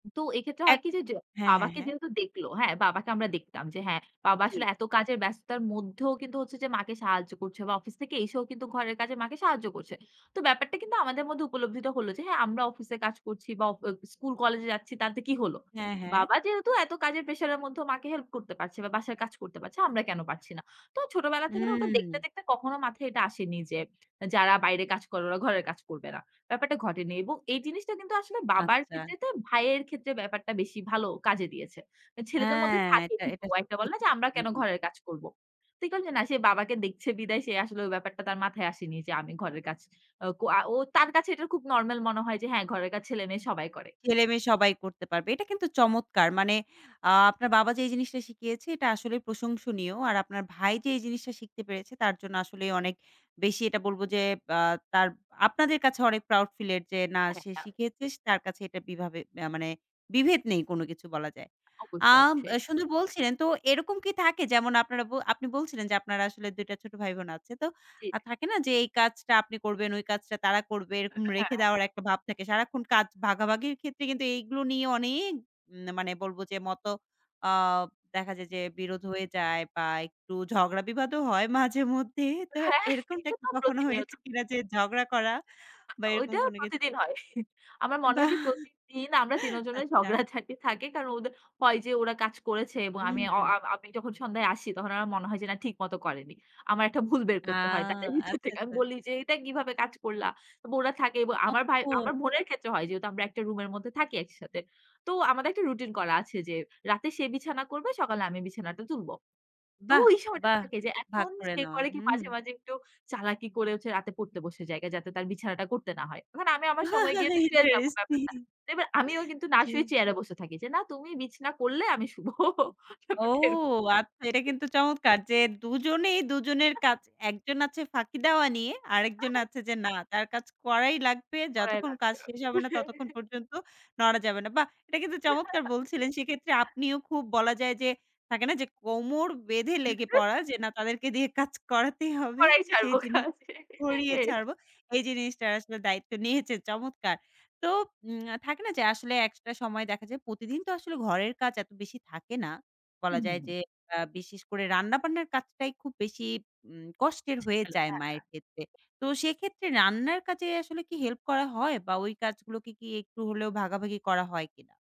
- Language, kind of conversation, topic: Bengali, podcast, ঘরের কাজগুলো সবাই কীভাবে ভাগ করে নেয়?
- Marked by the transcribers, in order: other background noise; tapping; unintelligible speech; in English: "proud feel"; "কিভাবে" said as "পিভাবে"; laughing while speaking: "মাঝেমধ্যেই তো এরকমটা কি কখনো হয়েছে কিনা?"; laughing while speaking: "হ্যা"; chuckle; laughing while speaking: "বাহ! আচ্ছা"; laughing while speaking: "ঝগড়াঝাটি"; laughing while speaking: "ভিতর থেকে"; laugh; laughing while speaking: "ইন্টারেস্টিং। জি"; laughing while speaking: "শুবো ব্যাপারটা এরকম"; unintelligible speech; unintelligible speech; chuckle; giggle; chuckle; laughing while speaking: "কাজ করাতেই হবে"; laughing while speaking: "কড়াই ছাড়বো কাজ হ্যাঁ"; chuckle; lip smack